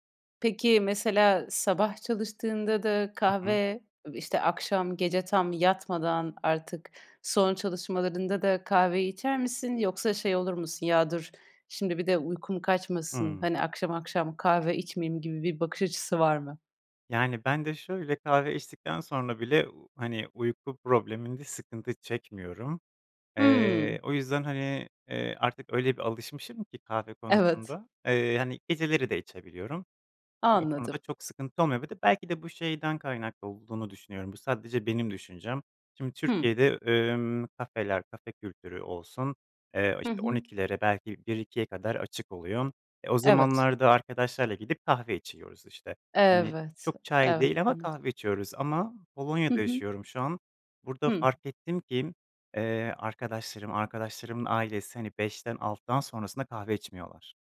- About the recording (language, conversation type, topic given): Turkish, podcast, Sınav kaygısıyla başa çıkmak için genelde ne yaparsın?
- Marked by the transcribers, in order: none